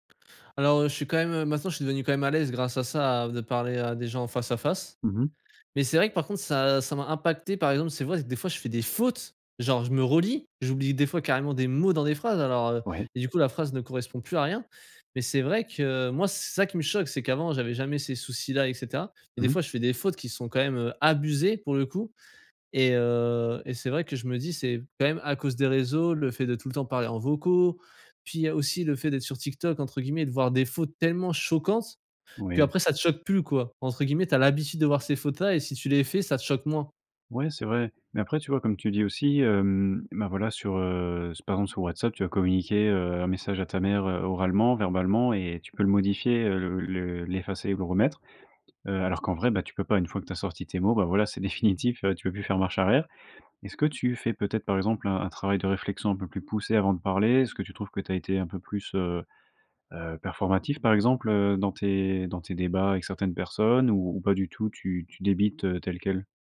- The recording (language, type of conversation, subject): French, podcast, Comment les réseaux sociaux ont-ils changé ta façon de parler ?
- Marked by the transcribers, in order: tapping; stressed: "fautes"; stressed: "abusées"; other background noise